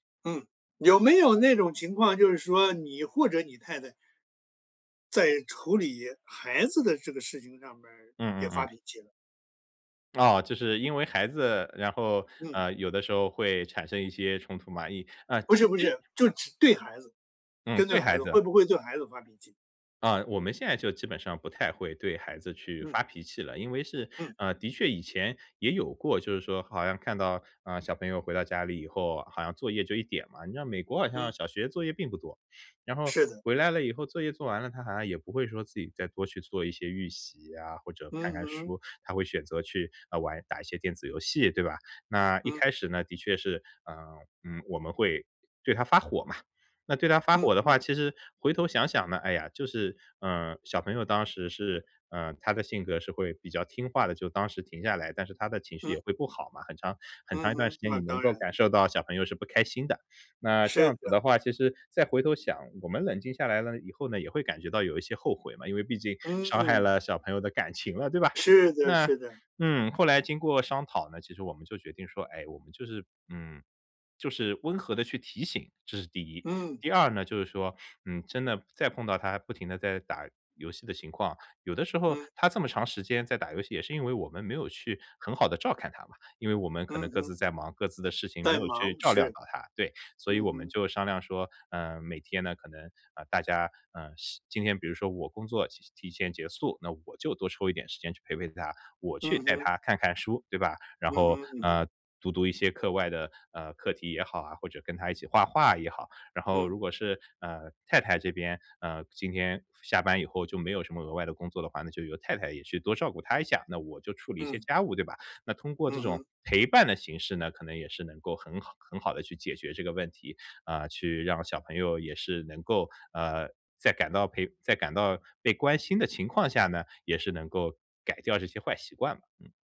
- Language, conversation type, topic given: Chinese, podcast, 在家里如何示范处理情绪和冲突？
- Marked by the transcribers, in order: sniff